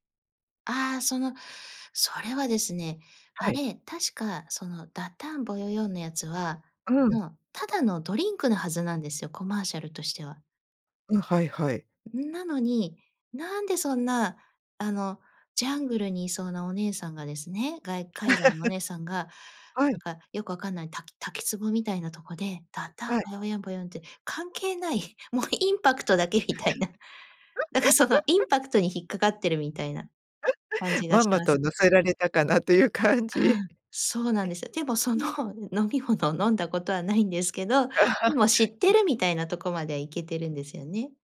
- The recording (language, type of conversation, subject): Japanese, podcast, 昔のCMで記憶に残っているものは何ですか?
- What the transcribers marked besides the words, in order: laugh; laughing while speaking: "インパクトだけみたいな"; laugh; laugh; laugh